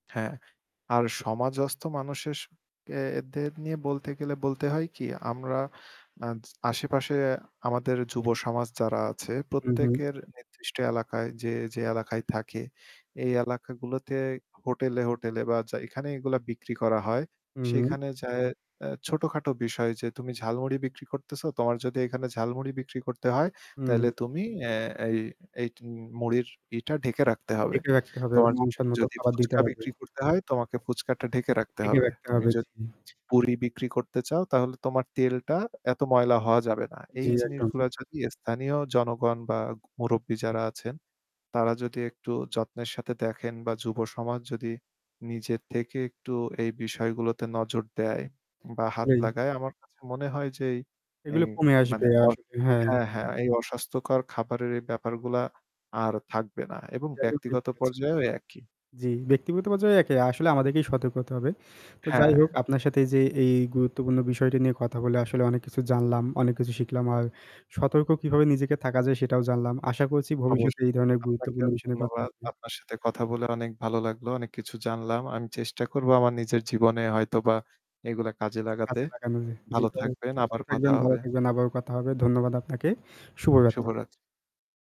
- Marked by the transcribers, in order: static; "মানুষদেরকে" said as "মানুশেষ কে দের"; other background noise; distorted speech
- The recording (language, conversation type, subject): Bengali, unstructured, সস্তা খাবার খেয়ে স্বাস্থ্যের ক্ষতি হলে এর দায় কার?